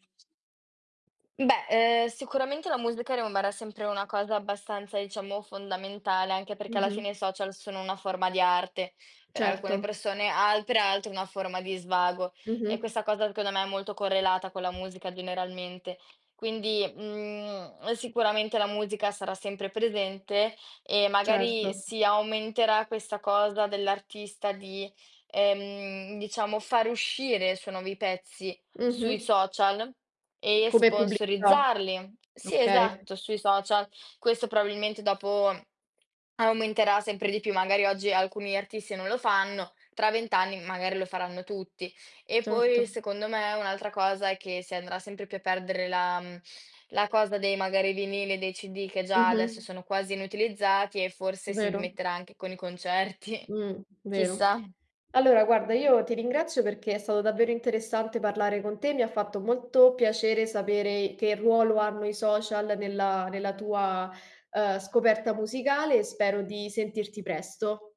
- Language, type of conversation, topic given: Italian, podcast, Che ruolo hanno i social nella tua scoperta di nuova musica?
- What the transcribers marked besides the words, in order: other background noise; unintelligible speech; tapping; laughing while speaking: "concerti"